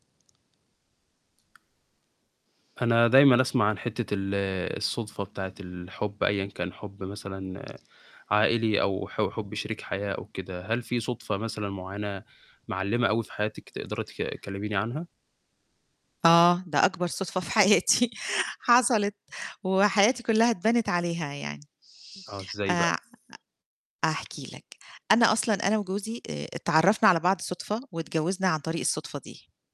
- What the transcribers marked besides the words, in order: tapping; laughing while speaking: "في حياتي"; other noise
- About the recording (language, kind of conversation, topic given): Arabic, podcast, إيه أحلى صدفة خلتك تلاقي الحب؟